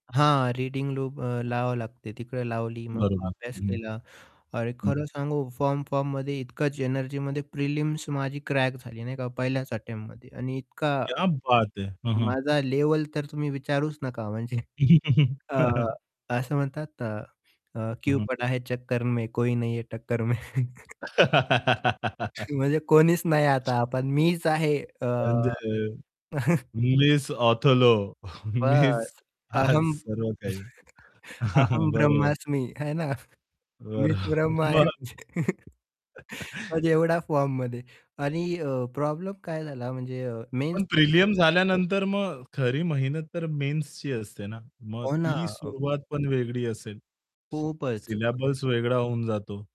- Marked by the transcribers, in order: in English: "रीडिंग लूप"; static; distorted speech; in Hindi: "क्या बात है!"; in English: "अटेम्प्टमध्ये"; other background noise; chuckle; in Hindi: "क्यु पडा है चक्कर में कोई नहीं है टक्कर में"; chuckle; laugh; chuckle; laughing while speaking: "मिस आज सर्व काही"; chuckle; chuckle; laughing while speaking: "बरं"; chuckle; in English: "सिलॅबस"; unintelligible speech
- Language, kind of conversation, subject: Marathi, podcast, पुन्हा सुरुवात करण्याची वेळ तुमच्यासाठी कधी आली?